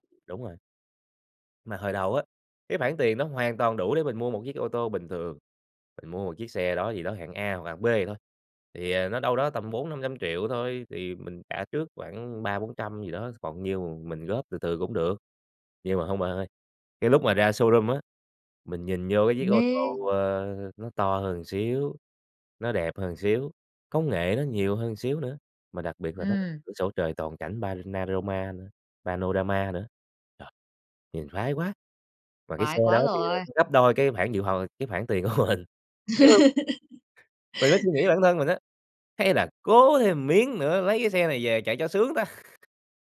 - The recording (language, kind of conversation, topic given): Vietnamese, podcast, Bạn có thể kể về một lần bạn đưa ra lựa chọn sai và bạn đã học được gì từ đó không?
- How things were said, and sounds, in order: in English: "showroom"; in English: "pa na rô ma"; "panorama" said as "pa na rô ma"; in English: "panorama"; other background noise; laughing while speaking: "của mình"; laugh; tapping; laugh